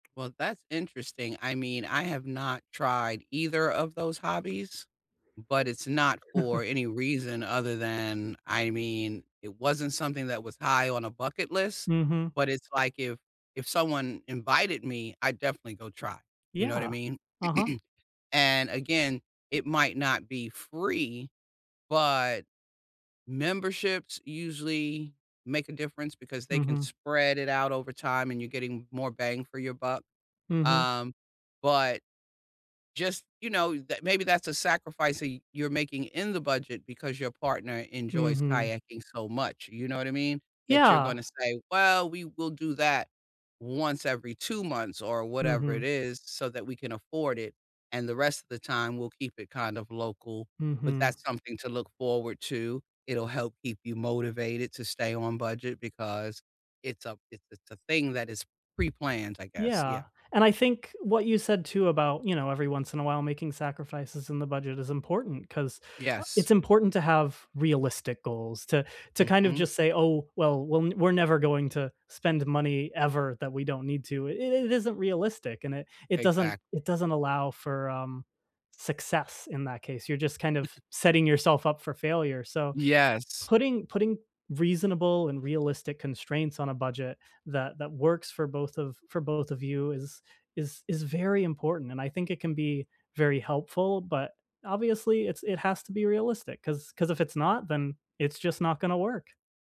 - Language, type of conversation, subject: English, unstructured, How can you build budget-friendly habits together and keep each other motivated?
- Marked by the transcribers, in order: tapping; chuckle; throat clearing; other background noise